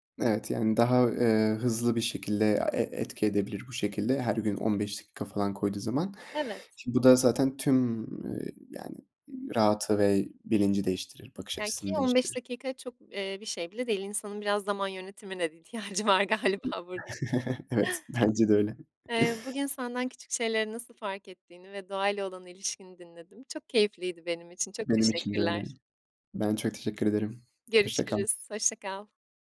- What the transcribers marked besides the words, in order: other background noise; laughing while speaking: "ihtiyacı var galiba burada"; chuckle; tapping
- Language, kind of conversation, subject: Turkish, podcast, Doğada küçük şeyleri fark etmek sana nasıl bir bakış kazandırır?
- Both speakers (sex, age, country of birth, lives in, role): female, 25-29, Turkey, Italy, host; male, 20-24, Turkey, Netherlands, guest